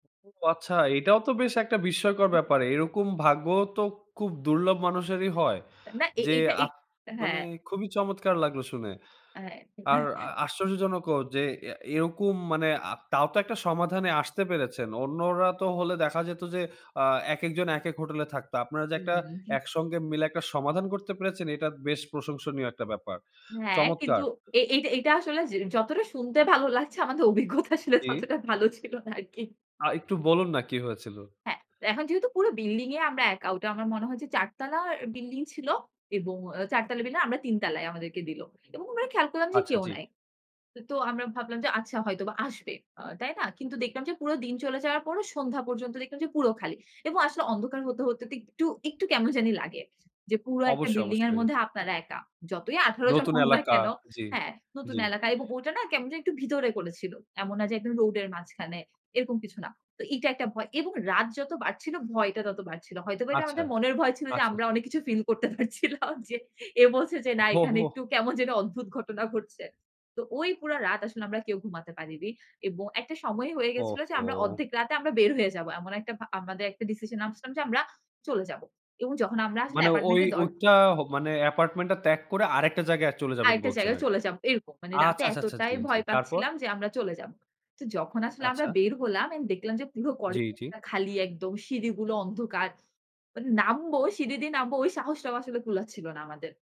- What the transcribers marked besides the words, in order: unintelligible speech; chuckle; laughing while speaking: "অভিজ্ঞতা আসলে ততটা ভালো ছিল না আরকি"; "বিল্ডিং এ" said as "বিলে"; "আমরা" said as "উমায়"; laughing while speaking: "ফিল করতে পারছিলাম যে, এ বলছে যে, না"; chuckle; in English: "apartment"; other background noise
- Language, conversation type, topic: Bengali, podcast, একটা স্মরণীয় ভ্রমণের গল্প বলতে পারবেন কি?